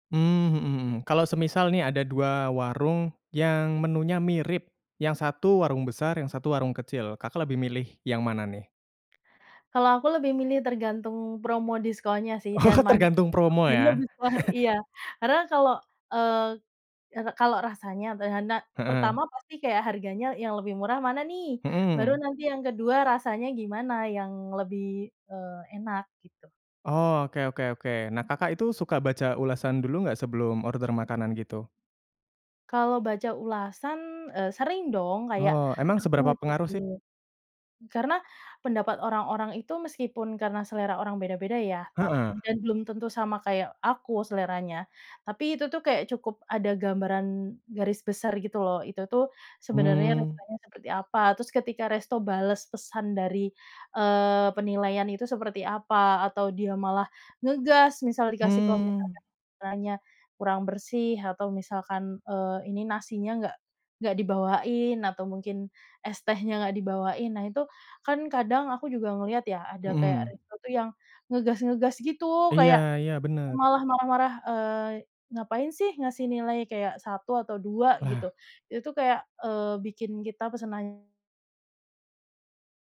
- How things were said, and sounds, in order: laughing while speaking: "Oh"; other background noise; laugh; laughing while speaking: "besar"; "enak" said as "hanak"; other animal sound
- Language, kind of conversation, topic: Indonesian, podcast, Bagaimana pengalaman kamu memesan makanan lewat aplikasi, dan apa saja hal yang kamu suka serta bikin kesal?